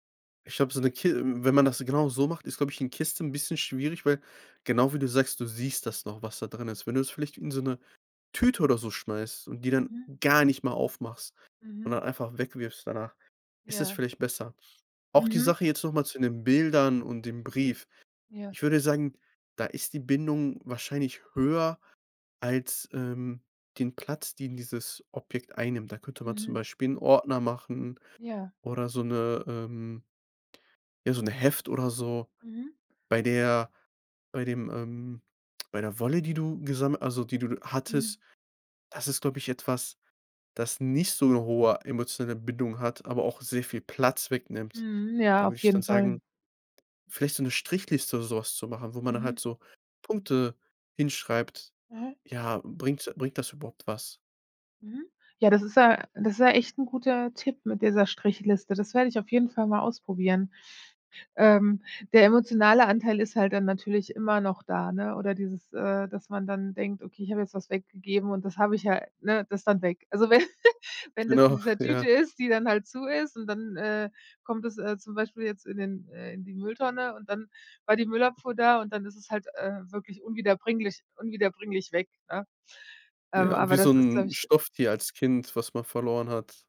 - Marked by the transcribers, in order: stressed: "gar"; other background noise; laughing while speaking: "wenn"; laughing while speaking: "Genau"
- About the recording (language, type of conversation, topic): German, advice, Wie kann ich mit Überforderung beim Ausmisten sentimental aufgeladener Gegenstände umgehen?